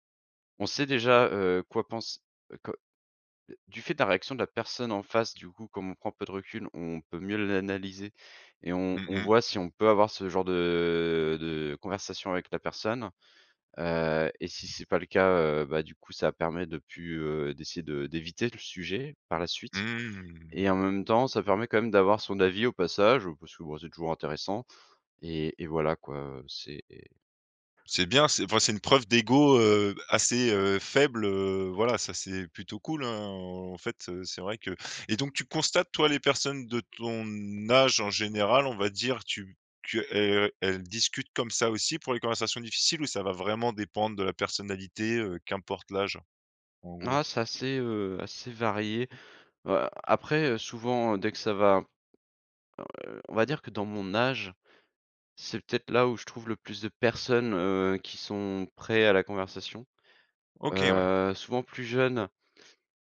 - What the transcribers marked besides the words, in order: drawn out: "de"; drawn out: "Mmh"; stressed: "âge"
- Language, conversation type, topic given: French, podcast, Comment te prépares-tu avant une conversation difficile ?